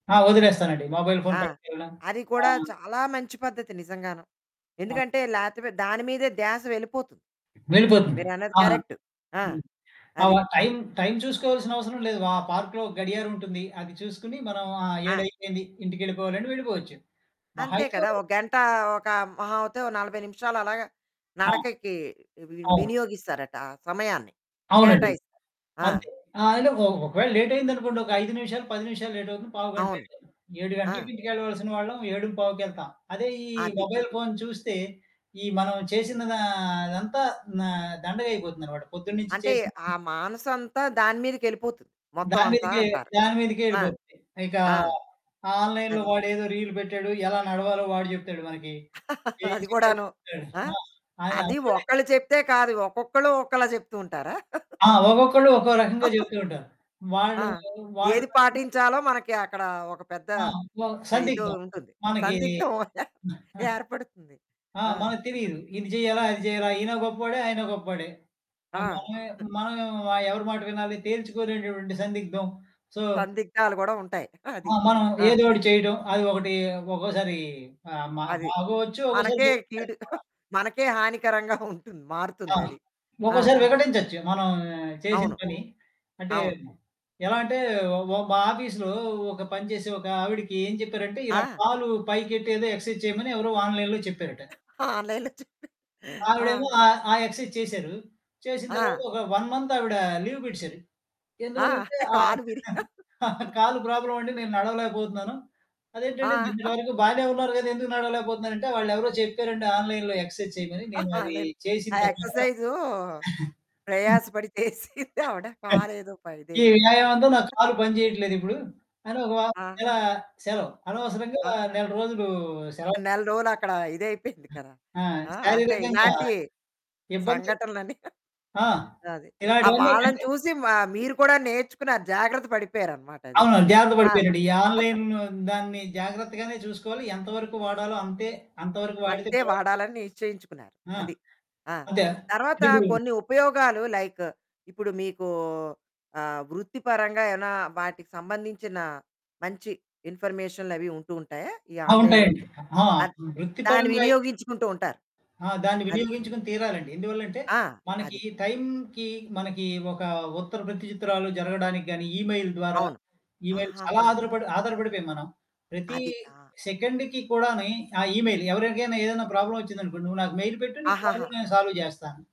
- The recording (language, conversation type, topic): Telugu, podcast, ఆన్‌లైన్‌లో గడిపే సమయం, నిజజీవితానికి కేటాయించే సమయాన్ని ఎలా సమతుల్యం చేసుకోవాలి?
- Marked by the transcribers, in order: in English: "మొబైల్"; other background noise; in English: "పార్క్‌లో"; distorted speech; in English: "మొబైల్ ఫోన్"; in English: "ఆన్లైన్‌లో"; in English: "రీల్"; giggle; giggle; chuckle; chuckle; laughing while speaking: "సందిగ్ధం ఏర్పడుతుంది"; chuckle; in English: "సో"; laughing while speaking: "అది"; chuckle; laughing while speaking: "ఉంటుంది"; in English: "ఆఫీస్‌లో"; in English: "ఎక్సర్‌సైజ్"; in English: "ఆన్లైన్‌లో"; laughing while speaking: "ఆన్లైన్‌లొ చూసి ఆ!"; in English: "ఆన్లైన్‌లొ"; in English: "ఎక్సర్‌సైజ్"; in English: "వన్ మంత్"; in English: "లీవ్"; laughing while speaking: "ఆ! కాలు వీరిగి ఆ!"; giggle; chuckle; in English: "ఆన్లైన్‌లో ఎక్సర్‌సైజ్"; laughing while speaking: "అదే. ఆ ఎక్సర్సైజు ప్రయాసపడి చేసింది ఆవిడ కాలదో ప ఇదయిపోయింది"; chuckle; chuckle; giggle; chuckle; in English: "ఆన్లైన్"; in English: "లైక్"; in English: "ఆన్లైన్‌లోకి"; in English: "ఇమెయిల్"; in English: "ఇమెయిల్"; in English: "సెకండ్‌కి"; in English: "ఇమెయిల్"; in English: "ప్రాబ్లమ్"; in English: "మెయిల్"; in English: "ప్రాబ్లమ్"; in English: "సాల్వ్"